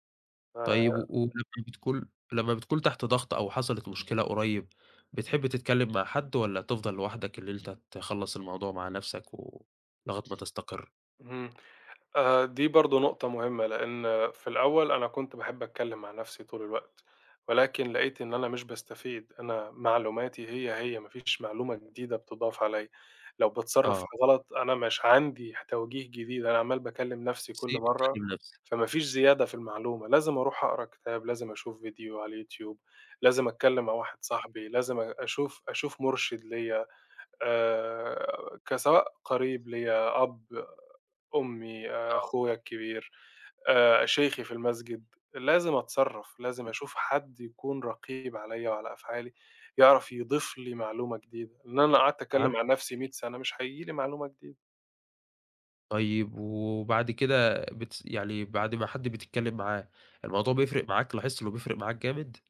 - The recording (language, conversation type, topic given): Arabic, podcast, إزاي بتتعامل مع ضغط توقعات الناس منك؟
- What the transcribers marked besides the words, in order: other background noise; tapping